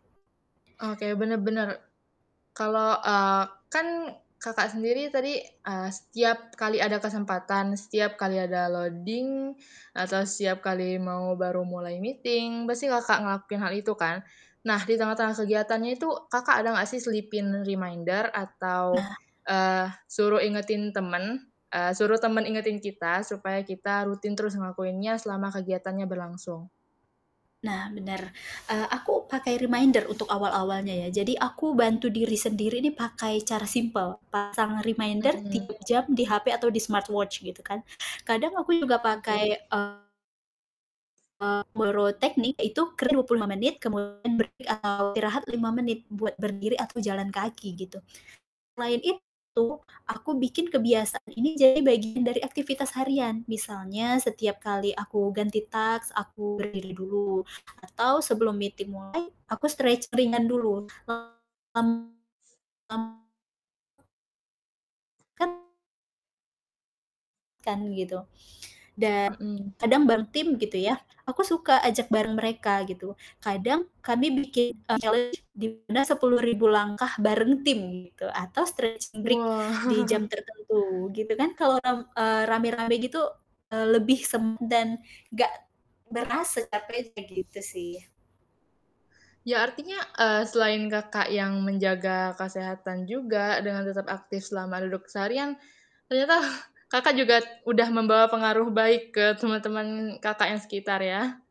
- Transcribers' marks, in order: in English: "loading"; in English: "meeting"; static; distorted speech; in English: "reminder"; other background noise; in English: "reminder"; in English: "reminder"; in English: "smartwatch"; in English: "task"; in English: "meeting"; in English: "stretching"; unintelligible speech; in English: "challenge"; in English: "stretching break"; chuckle
- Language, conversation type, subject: Indonesian, podcast, Bagaimana cara tetap aktif meski harus duduk bekerja seharian?